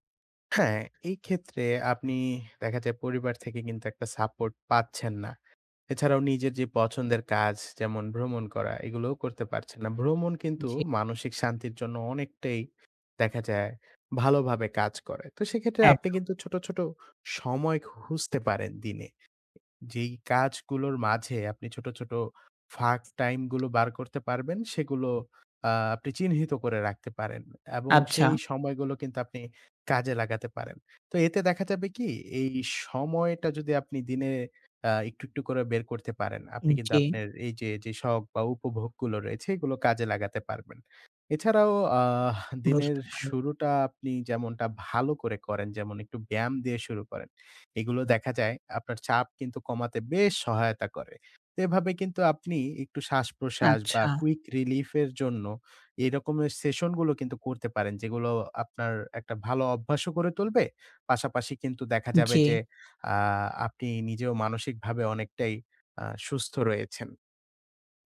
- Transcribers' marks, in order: in English: "Quick Relief"
- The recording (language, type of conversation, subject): Bengali, advice, আপনি কি অবসর সময়ে শখ বা আনন্দের জন্য সময় বের করতে পারছেন না?